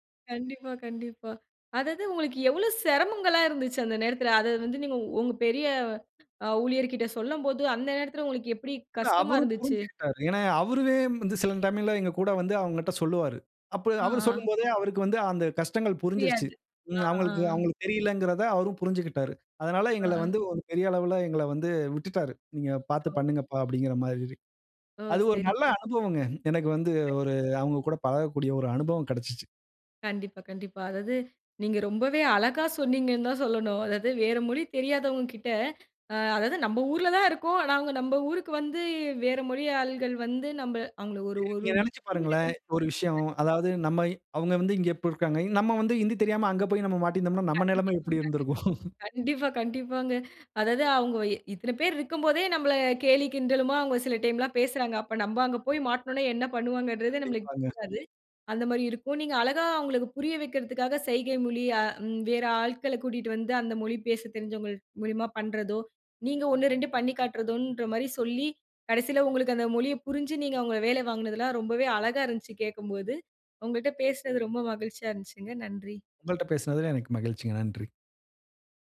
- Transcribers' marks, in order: laughing while speaking: "கண்டிப்பா, கண்டிப்பா"; "அதாவது" said as "அதாது"; other background noise; "சொல்லும்" said as "சொல்லம்"; "அவுங்ககிட்ட" said as "அவுங்கட்ட"; laughing while speaking: "அழகா சொன்னீங்கன்னு தான் சொல்லணும்"; unintelligible speech; laughing while speaking: "கண்டிப்பா, கண்டிப்பாங்க"; laugh; "தெரியாது" said as "யாது"
- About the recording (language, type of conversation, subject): Tamil, podcast, நீங்கள் பேசும் மொழியைப் புரிந்துகொள்ள முடியாத சூழலை எப்படிச் சமாளித்தீர்கள்?